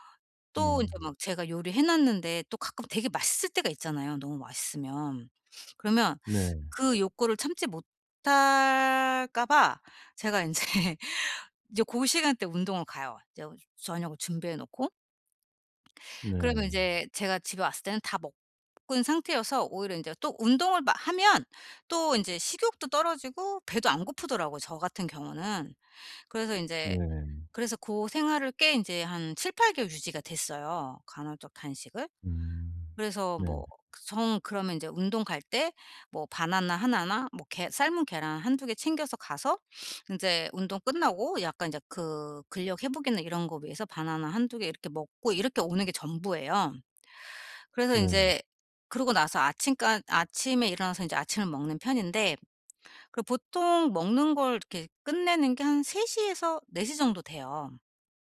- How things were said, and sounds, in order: other background noise; laughing while speaking: "인제"; sniff
- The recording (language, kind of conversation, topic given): Korean, advice, 여행이나 주말 일정 변화가 있을 때 평소 루틴을 어떻게 조정하면 좋을까요?